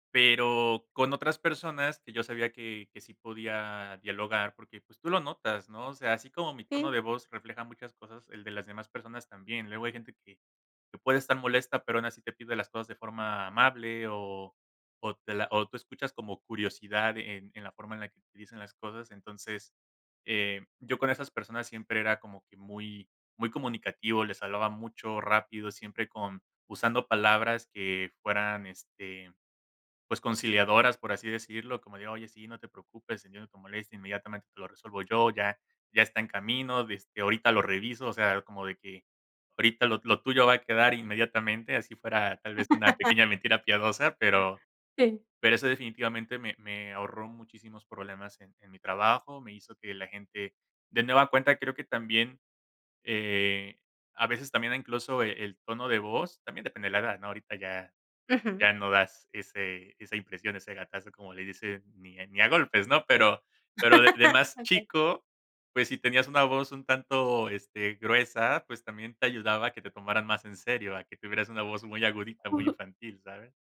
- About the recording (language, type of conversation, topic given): Spanish, podcast, ¿Te ha pasado que te malinterpretan por tu tono de voz?
- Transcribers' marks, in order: laugh; laugh